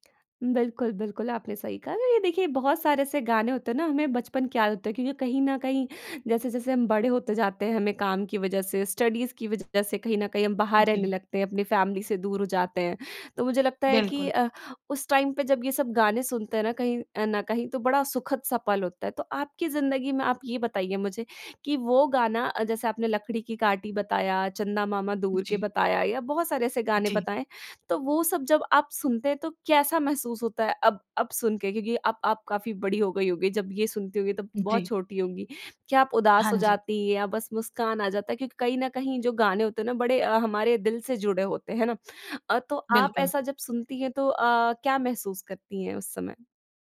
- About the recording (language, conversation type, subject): Hindi, podcast, तुम्हारे लिए कौन सा गाना बचपन की याद दिलाता है?
- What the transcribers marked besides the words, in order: lip smack; in English: "स्टडीज़"; in English: "फ़ैमिली"; in English: "टाइम"